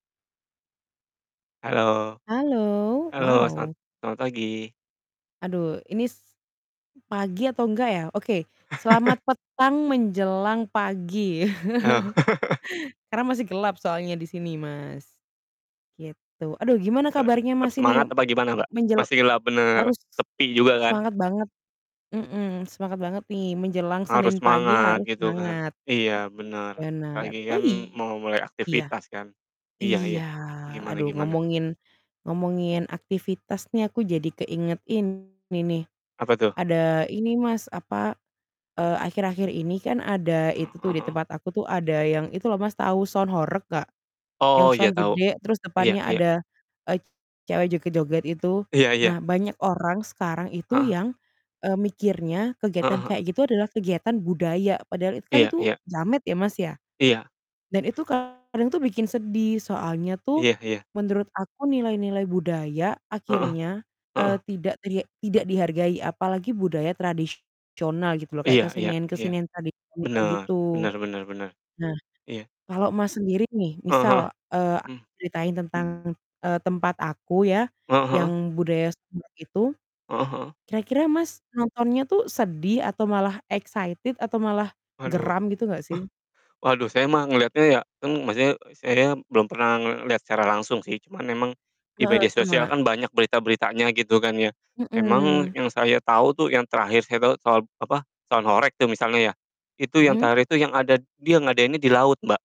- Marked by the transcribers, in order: static; "ini" said as "inis"; chuckle; chuckle; distorted speech; in English: "sound"; in English: "sound"; in English: "sound"; in English: "excited"; chuckle; in English: "sound"
- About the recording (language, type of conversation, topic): Indonesian, unstructured, Apa yang membuat Anda sedih ketika nilai-nilai budaya tradisional tidak dihargai?